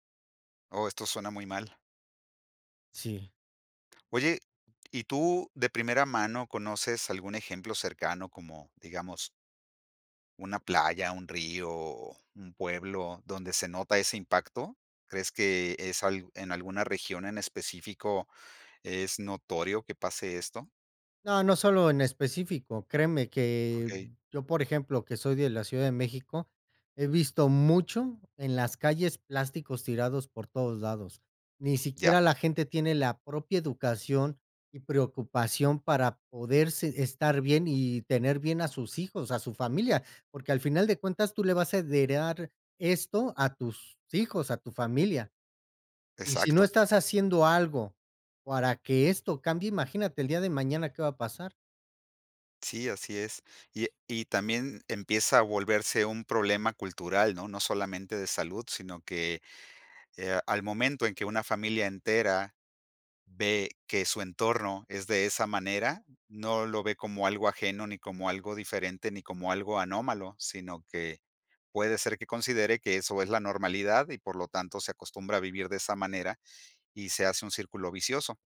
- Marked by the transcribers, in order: none
- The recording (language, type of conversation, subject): Spanish, podcast, ¿Qué opinas sobre el problema de los plásticos en la naturaleza?